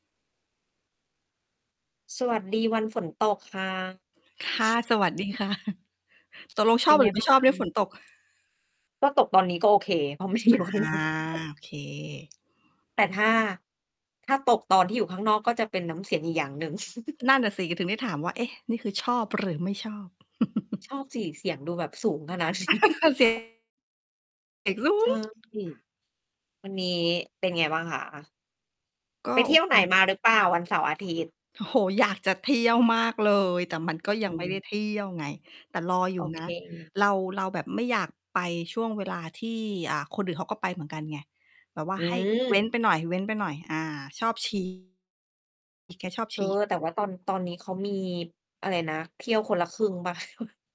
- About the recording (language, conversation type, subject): Thai, unstructured, คุณชอบไปเที่ยวที่ไหนในประเทศไทยมากที่สุด?
- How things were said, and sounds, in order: distorted speech; chuckle; laughing while speaking: "ไม่ได้อยู่ข้างนอก"; drawn out: "อา"; chuckle; chuckle; chuckle; laughing while speaking: "ขนาดนี้"; chuckle; stressed: "สูง"; mechanical hum; chuckle